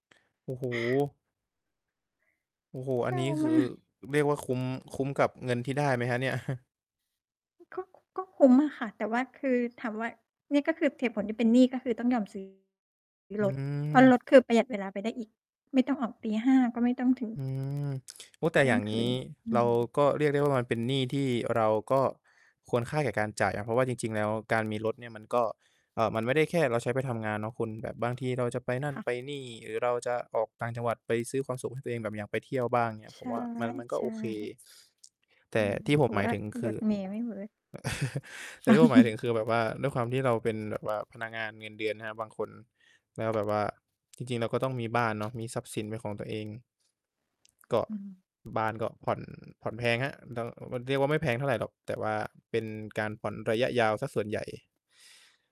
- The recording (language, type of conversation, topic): Thai, unstructured, ทำไมคนส่วนใหญ่ถึงยังมีปัญหาหนี้สินอยู่ตลอดเวลา?
- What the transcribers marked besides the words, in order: other background noise; distorted speech; chuckle; "เหตุผล" said as "เถดผล"; mechanical hum; tapping; chuckle